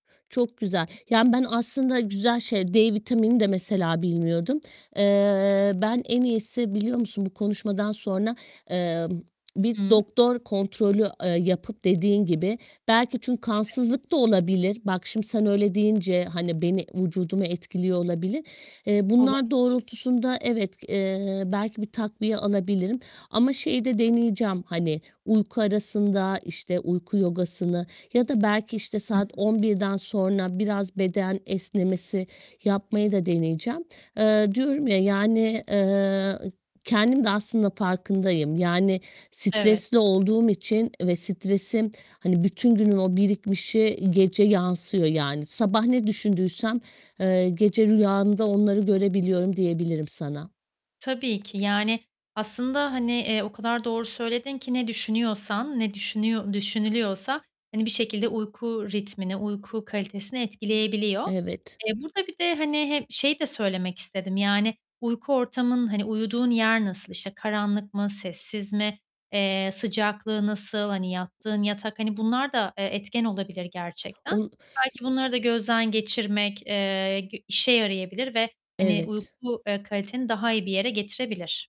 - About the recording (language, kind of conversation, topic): Turkish, advice, Düzenli bir uyku rutini oluşturmakta zorlanıyorum; her gece farklı saatlerde uyuyorum, ne yapmalıyım?
- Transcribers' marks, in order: distorted speech; tapping; other background noise